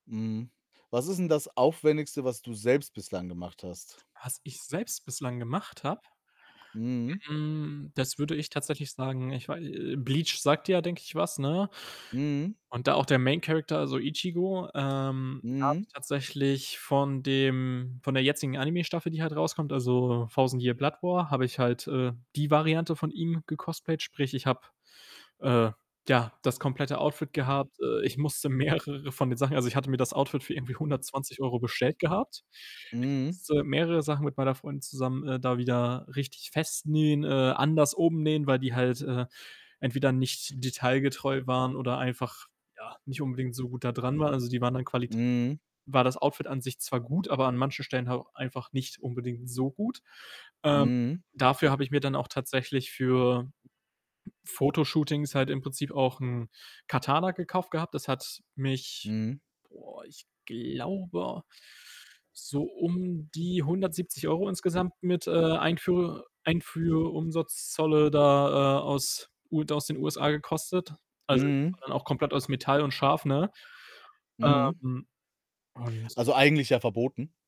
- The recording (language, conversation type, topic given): German, unstructured, Was bedeutet dir dein Hobby persönlich?
- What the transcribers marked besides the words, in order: distorted speech; other background noise; laughing while speaking: "mehrere"; static